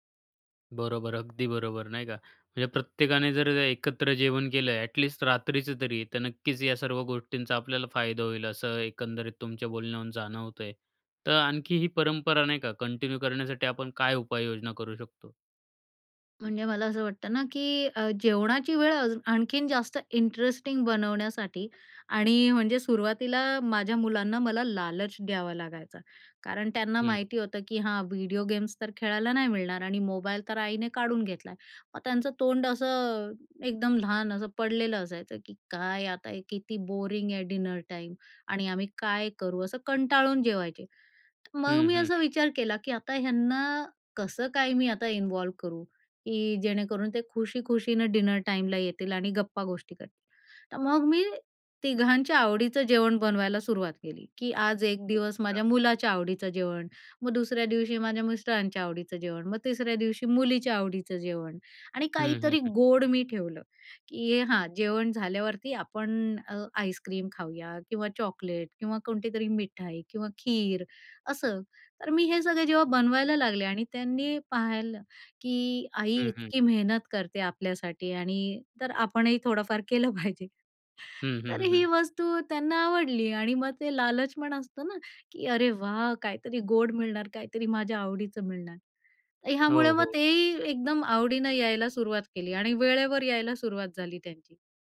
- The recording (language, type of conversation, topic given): Marathi, podcast, एकत्र जेवण हे परंपरेच्या दृष्टीने तुमच्या घरी कसं असतं?
- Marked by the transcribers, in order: in English: "कंटिन्यू"; in English: "इंटरेस्टिंग"; in English: "बोरिंग"; in English: "डिनर"; in English: "इन्वॉल्व"; in English: "डिनर"; other background noise; laughing while speaking: "आपणही थोडंफार केलं पाहिजे"; chuckle